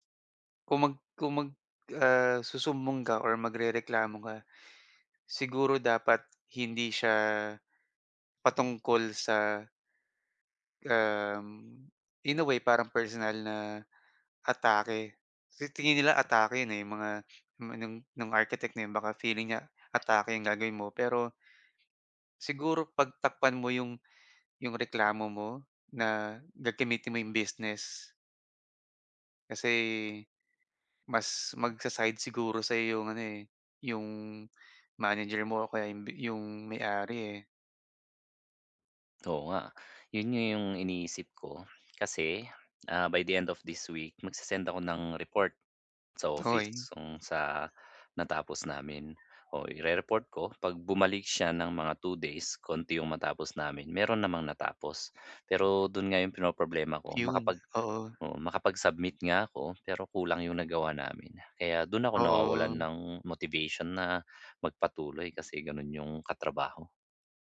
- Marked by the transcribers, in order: tapping; other background noise
- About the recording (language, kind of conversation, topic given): Filipino, advice, Paano ko muling maibabalik ang motibasyon ko sa aking proyekto?